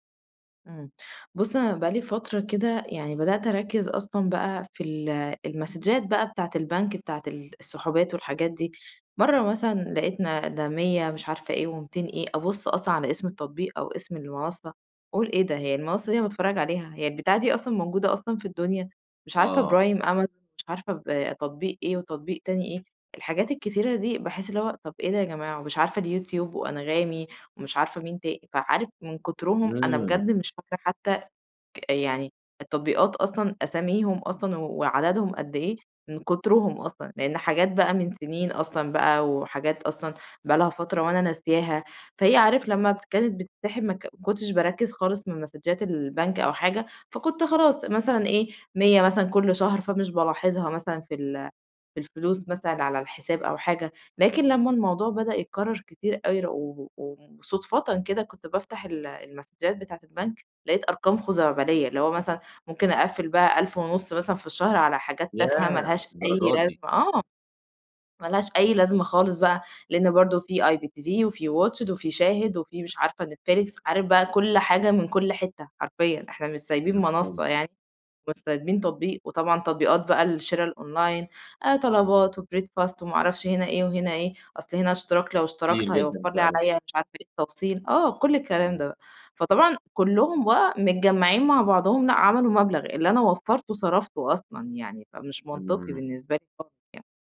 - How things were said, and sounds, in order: in English: "المسدجات"; in English: "مسدجات"; in English: "المسدجات"; in English: "الOnline"
- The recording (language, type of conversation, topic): Arabic, advice, إزاي أفتكر وأتتبع كل الاشتراكات الشهرية المتكررة اللي بتسحب فلوس من غير ما آخد بالي؟